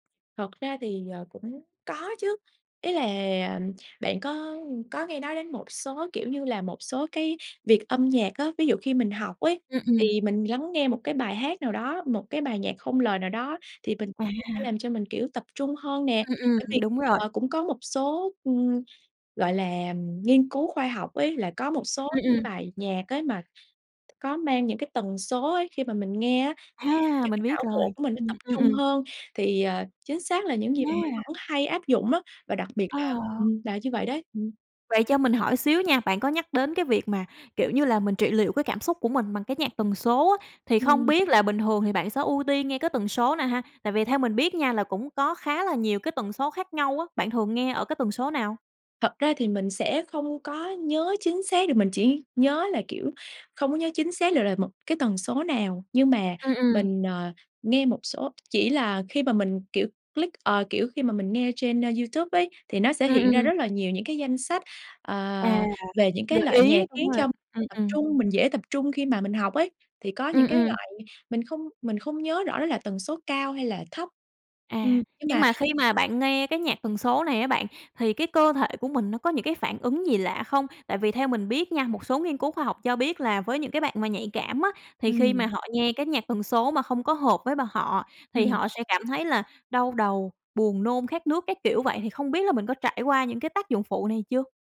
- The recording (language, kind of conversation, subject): Vietnamese, podcast, Âm nhạc làm thay đổi tâm trạng bạn thế nào?
- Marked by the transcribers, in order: tapping; unintelligible speech; other background noise; in English: "click"